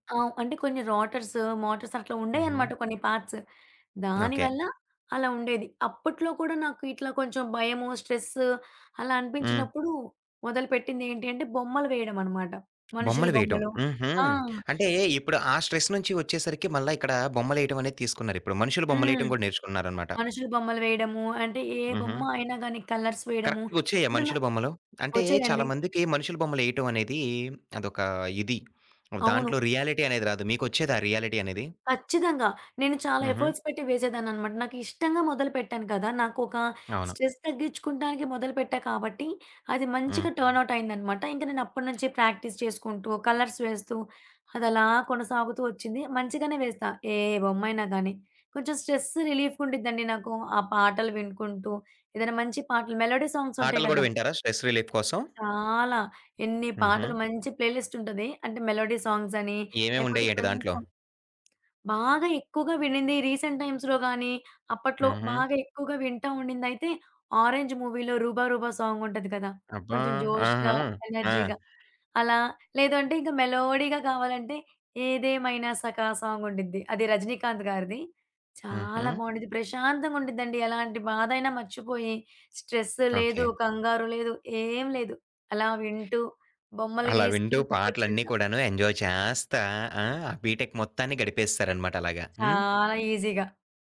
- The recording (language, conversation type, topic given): Telugu, podcast, బర్నౌట్ వచ్చినప్పుడు మీరు ఏమి చేశారు?
- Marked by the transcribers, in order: in English: "రోటర్స్, మోటర్స్"; in English: "పార్ట్స్"; in English: "స్ట్రెస్"; tapping; in English: "స్ట్రెస్"; in English: "కలర్స్"; other background noise; in English: "రియాలిటీ"; in English: "రియాలిటీ"; in English: "ఎఫర్ట్స్"; in English: "స్ట్రెస్"; in English: "టర్న్‌అవుట్"; in English: "ప్రాక్టీస్"; in English: "కలర్స్"; in English: "స్ట్రెస్ రిలీఫ్"; in English: "మెలోడీ సాంగ్స్"; in English: "స్ట్రెస్ రిలీఫ్"; in English: "ప్లేలిస్ట్"; in English: "మెలోడీ సాంగ్స్"; lip smack; in English: "రీసెంట్ టైమ్స్‌లో"; in English: "జోష్‌గా, ఎనర్జీగా"; in English: "మెలోడీగా"; in English: "స్ట్రెస్"; in English: "ఎంజాయ్"; in English: "బీటెక్"; in English: "ఈజీగా"